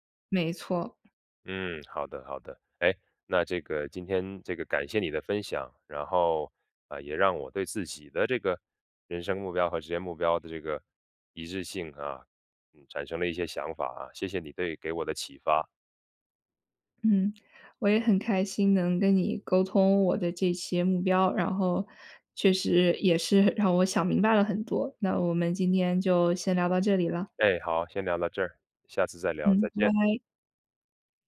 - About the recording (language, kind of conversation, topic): Chinese, podcast, 你觉得人生目标和职业目标应该一致吗？
- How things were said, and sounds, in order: other background noise; joyful: "我也很开心能跟你沟通我的这些目标"; laughing while speaking: "是"; "拜" said as "歪"